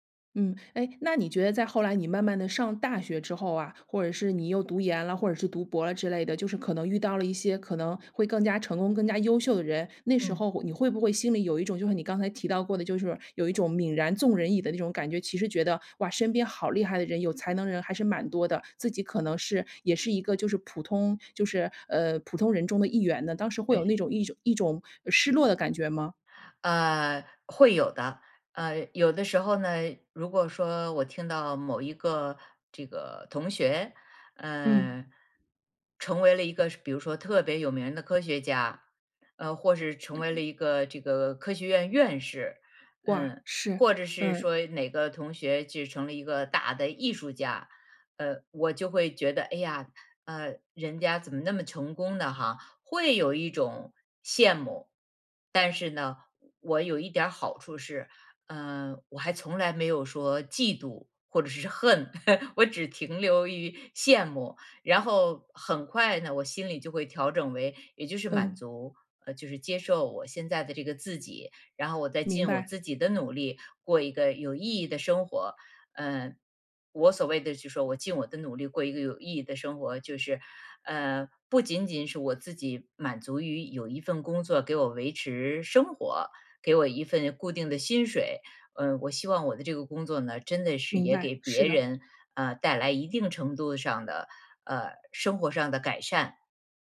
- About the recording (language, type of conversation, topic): Chinese, podcast, 你觉得成功一定要高薪吗？
- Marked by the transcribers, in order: other noise; laugh